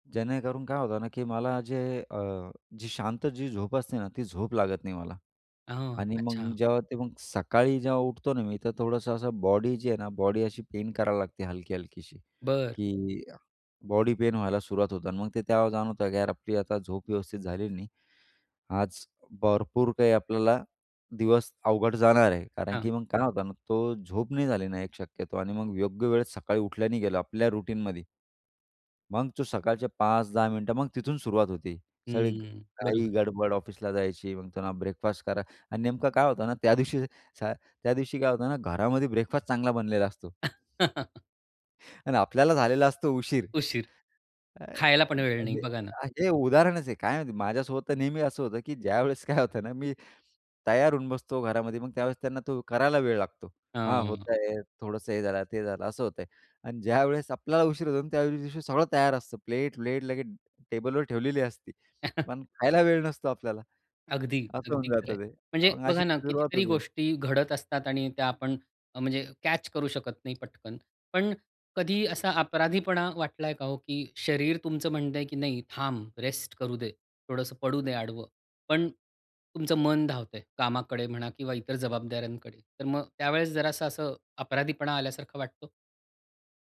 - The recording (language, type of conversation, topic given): Marathi, podcast, आपल्या शरीराला विश्रांती कधी हवी हे कसे समजायचे?
- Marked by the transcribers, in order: other background noise; in English: "रूटीनमध्ये"; laugh; unintelligible speech; laughing while speaking: "ज्यावेळेस काय होतं ना"; chuckle; tapping